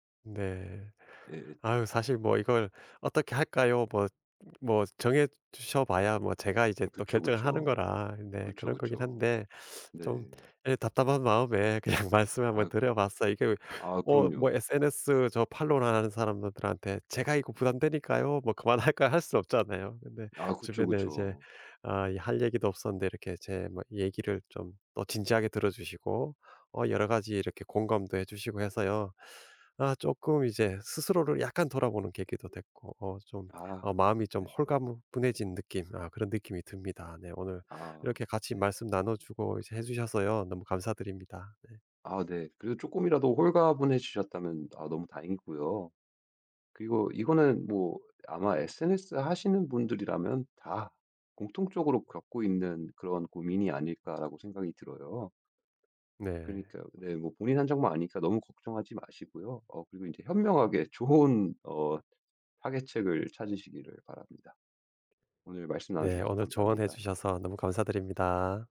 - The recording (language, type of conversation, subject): Korean, advice, SNS에 꾸며진 모습만 올리느라 피곤함을 느끼시나요?
- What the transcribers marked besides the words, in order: laughing while speaking: "그냥"; in English: "follow하는"; other background noise; tapping